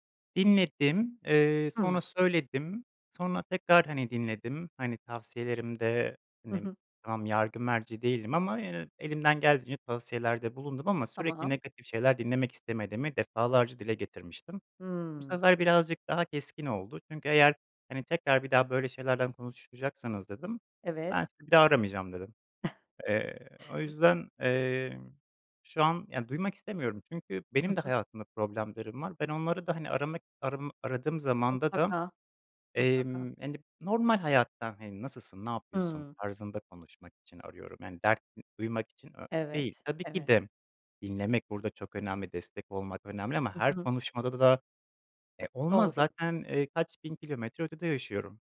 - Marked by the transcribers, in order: other background noise; chuckle
- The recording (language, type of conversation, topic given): Turkish, podcast, İyi bir dinleyici olmak için neler yaparsın?